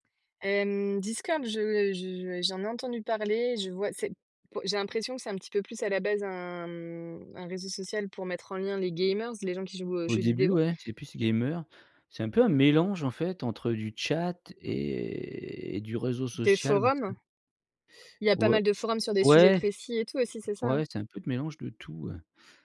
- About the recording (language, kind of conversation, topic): French, podcast, Que penses-tu des réseaux sociaux pour tisser des liens ?
- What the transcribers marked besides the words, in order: tapping; drawn out: "et"; unintelligible speech